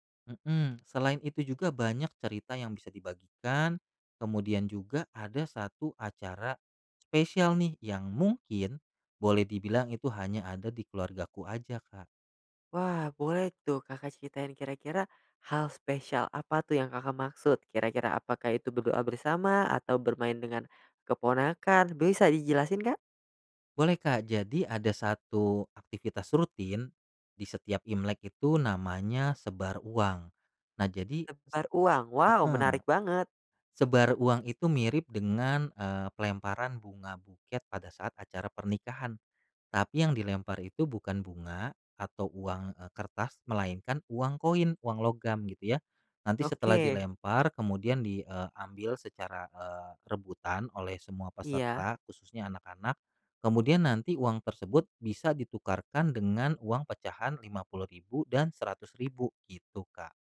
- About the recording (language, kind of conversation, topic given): Indonesian, podcast, Ceritakan tradisi keluarga apa yang selalu membuat suasana rumah terasa hangat?
- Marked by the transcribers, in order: none